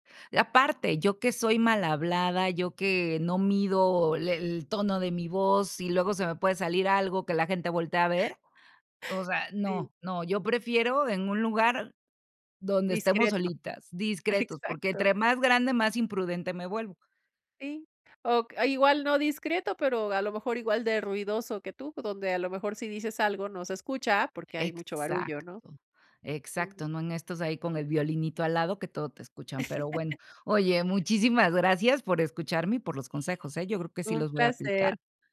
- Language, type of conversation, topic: Spanish, advice, ¿En qué situaciones te sientes inauténtico al actuar para agradar a los demás?
- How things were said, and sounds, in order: laughing while speaking: "Exacto"; laugh